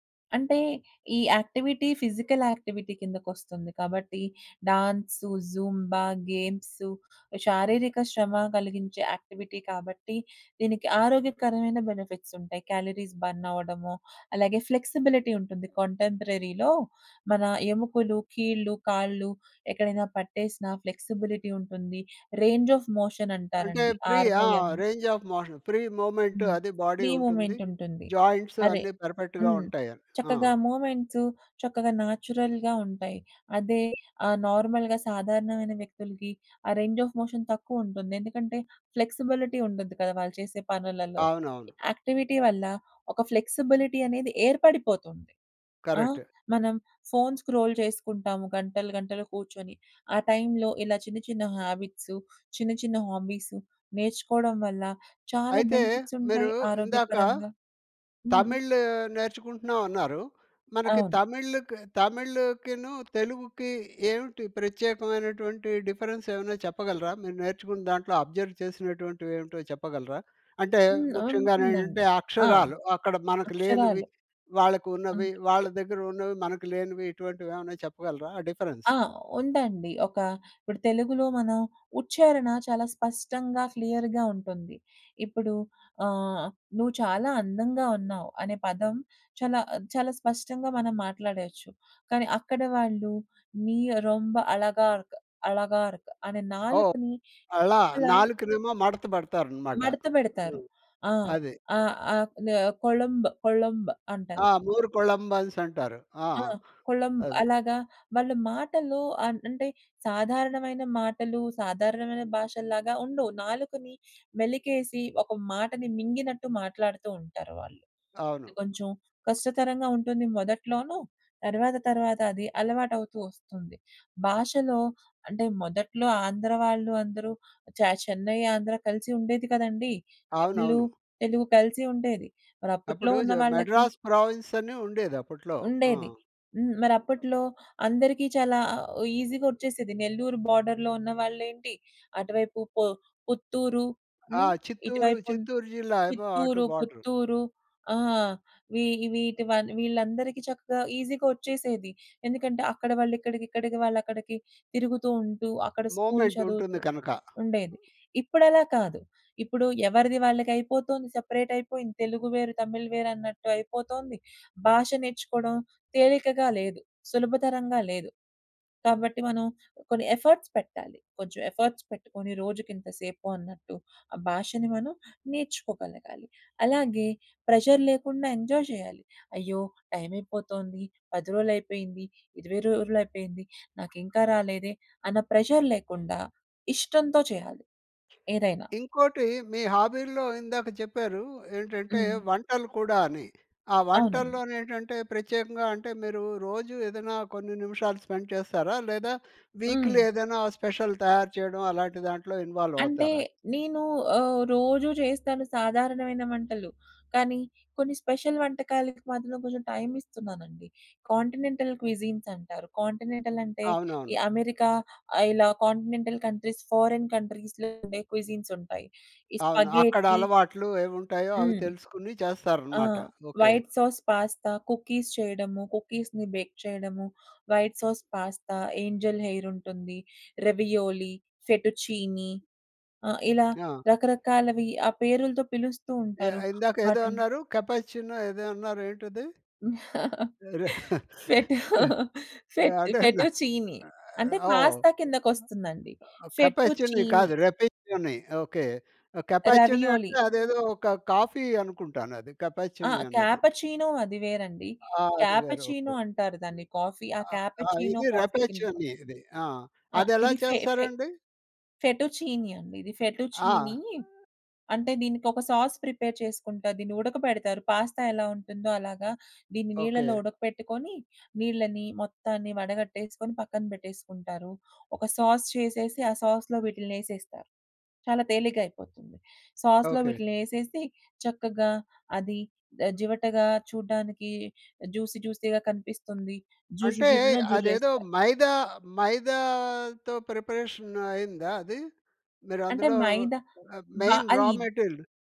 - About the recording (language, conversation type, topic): Telugu, podcast, రోజుకు కొన్ని నిమిషాలే కేటాయించి ఈ హాబీని మీరు ఎలా అలవాటు చేసుకున్నారు?
- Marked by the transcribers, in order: in English: "యాక్టివిటీ ఫిజికలాక్టివిటీ"; in English: "జూంబా"; in English: "యాక్టివిటీ"; in English: "క్యాలరీస్"; in English: "ఫ్లెక్సిబిలిటీ"; in English: "కాంటెంపరరీ‌లో"; in English: "ఫ్లెక్సిబులిటీ"; in English: "రేంజ్ ఆఫ్"; in English: "ఫ్రీ"; in English: "ఆర్ ఓ ఎ‌మ్"; in English: "రేంజ్ ఆఫ్ మోషన్. ఫ్రీ మూమెంట్"; in English: "ఫ్రీ"; in English: "బాడీ"; in English: "జాయింట్స్"; in English: "పర్‌ఫెక్ట్‌గా"; in English: "న్యాచురల్‌గా"; other background noise; in English: "నార్మల్‌గా"; in English: "రేంజ్ ఆఫ్ మోషన్"; in English: "ఫ్లెక్సిబులిటీ"; in English: "యాక్టివిటీ"; in English: "ఫ్లెక్సిబులిటీ"; in English: "కరెక్ట్"; in English: "ఫోన్స్ స్క్రోల్"; in English: "అబ్జర్వ్"; in English: "డిఫరెన్స్?"; in English: "క్లియర్‌గా"; in Tamil: "నీ రొంబ అలగార్క్, అలగార్క్"; in Tamil: "కొళంబ్ కొళంబ్"; in Tamil: "కొళంబ్"; tapping; in English: "మద్రాస్ ప్రావిన్సని"; in English: "ఈజీగొచ్చేసేది"; in English: "బోర్డర్‌లో"; in English: "ఈజీగొచ్చేసేది"; in English: "ఎఫర్ట్స్"; in English: "ఎఫర్ట్స్"; in English: "ప్రెషర్"; in English: "ఎంజాయ్"; in English: "ప్రెజర్"; in English: "స్పెండ్"; in English: "వీక్‌లీ"; in English: "స్పెషల్"; in English: "స్పెషల్"; in English: "కాంటినెంటల్ క్విజీన్సంటారు"; in English: "కాంటినెంటల్ కంట్రీస్, ఫారెన్ కంట్రీస్‌లో"; in English: "స్పగేటి"; in English: "వైట్ సాస్ పాస్తా, కుకీస్"; in English: "కుకీస్‌ని బేక్"; in English: "ఏంజిల్"; in English: "రెవియోలీ, సెటు చీనీ"; laughing while speaking: "స్వెటూ, ఫెట్"; chuckle; in English: "ఫెటు చీనీ"; in English: "సెటూ చీనీ"; in English: "కాఫీ"; in English: "రావియోలీ"; in English: "క్యాపచీనో"; in English: "క్యాపచీనో"; in English: "కాఫీ"; in English: "క్యాపచినో కాఫీ"; in English: "ఫే ఫే ఫెటు చీనీ"; in English: "ఫెటు చీనీ"; in English: "సాస్ ప్రిపేర్"; in English: "పాస్తా"; in English: "సాస్"; in English: "సాస్‌లో"; in English: "సాస్‌లో"; in English: "జూసి, జూసీగా"; in English: "మెయిన్ రా మెటీరిల్?"